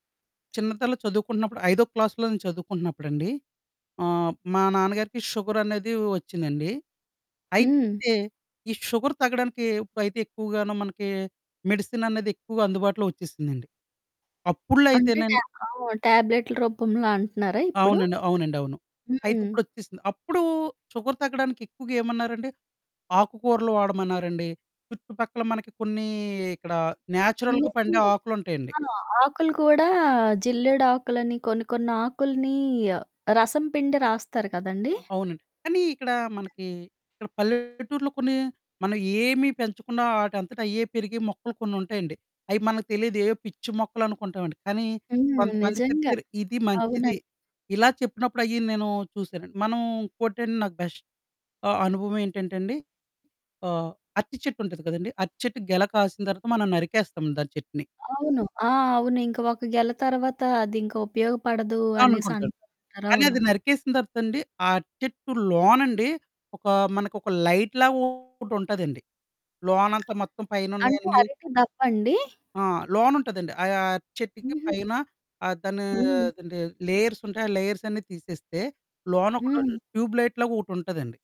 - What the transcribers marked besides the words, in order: tapping; in English: "క్లాస్‌లో"; static; in English: "షుగర్"; distorted speech; in English: "టాబ్లెట్‌ల"; in English: "షుగర్"; in English: "న్యాచురల్‌గా"; other background noise; in English: "లైట్‌లాగొకటుంటదండి"; drawn out: "దానీ"; in English: "ట్యూబ్ లైట్‌లాగొకటుంటదండి"
- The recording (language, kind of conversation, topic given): Telugu, podcast, నీకు ప్రకృతితో కలిగిన మొదటి గుర్తుండిపోయే అనుభవం ఏది?